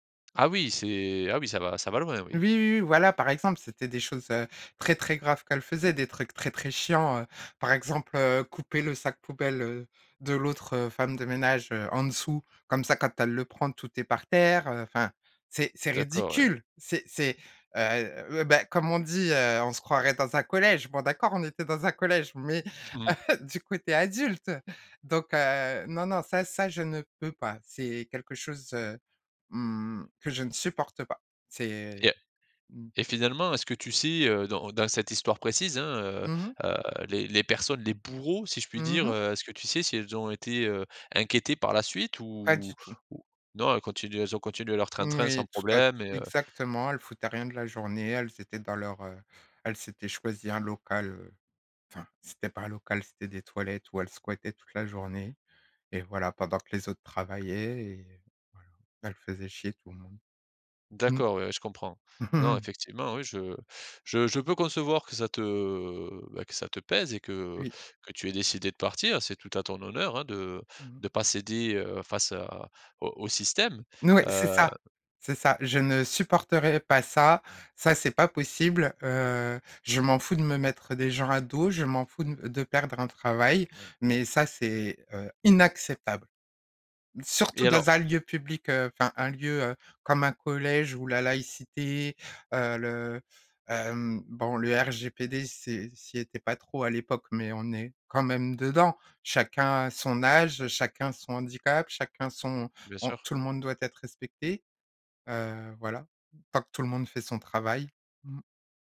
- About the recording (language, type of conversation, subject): French, podcast, Qu’est-ce qui te ferait quitter ton travail aujourd’hui ?
- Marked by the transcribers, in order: other background noise; chuckle; stressed: "bourreaux"; chuckle; drawn out: "te"; stressed: "inacceptable"